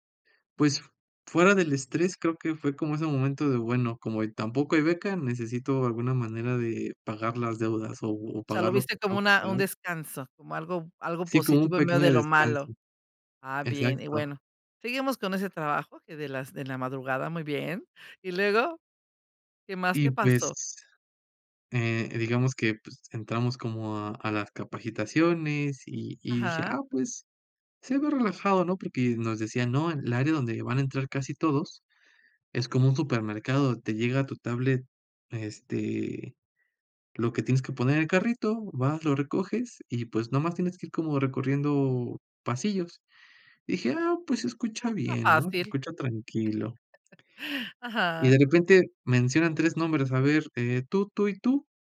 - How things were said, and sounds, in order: other background noise; chuckle
- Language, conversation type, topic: Spanish, podcast, ¿Cómo sueles darte cuenta de que tu cuerpo necesita descansar?